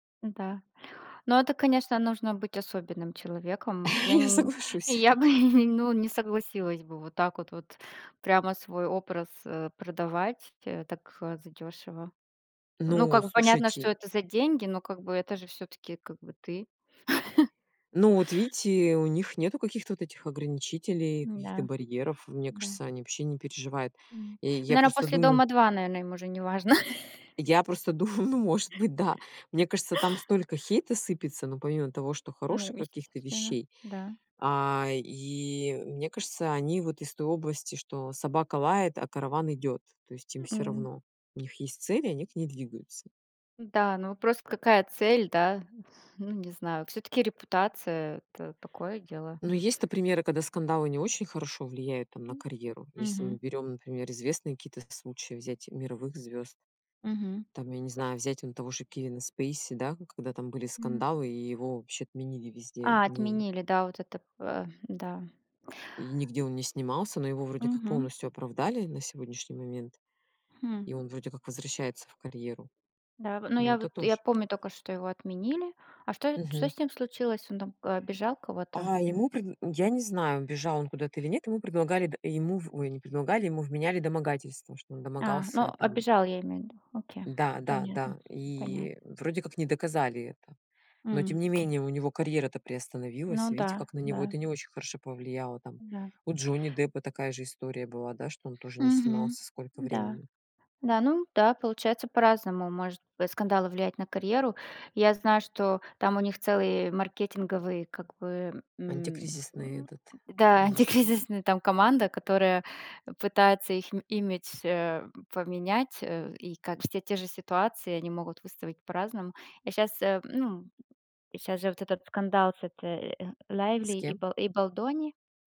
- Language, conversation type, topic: Russian, unstructured, Почему звёзды шоу-бизнеса так часто оказываются в скандалах?
- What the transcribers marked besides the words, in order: laugh; laughing while speaking: "Я соглашусь"; chuckle; tapping; chuckle; laugh; other background noise; laughing while speaking: "Антикризисная"